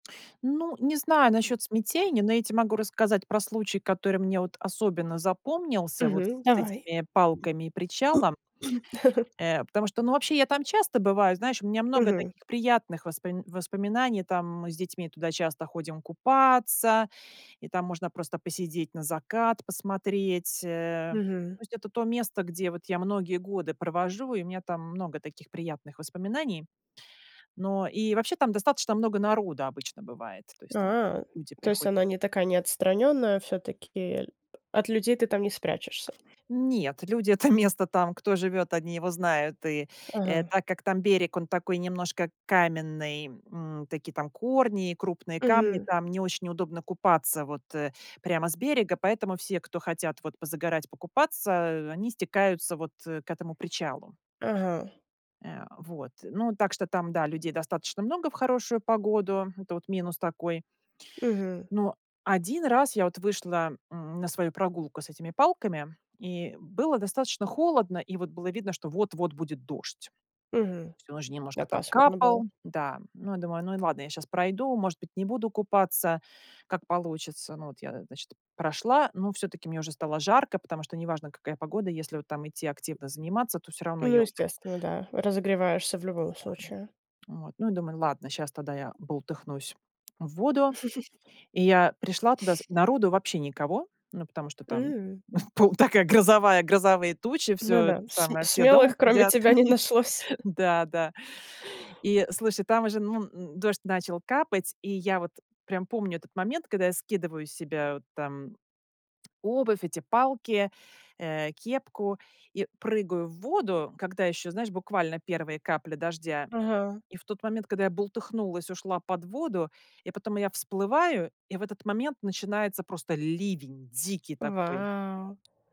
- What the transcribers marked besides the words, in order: other noise; other background noise; throat clearing; laugh; tapping; laughing while speaking: "это место"; laugh; laughing while speaking: "пол такая грозовая грозовые тучи"; laugh; drawn out: "Вау!"
- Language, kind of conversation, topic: Russian, podcast, Какое природное место по-настоящему вдохновляет тебя?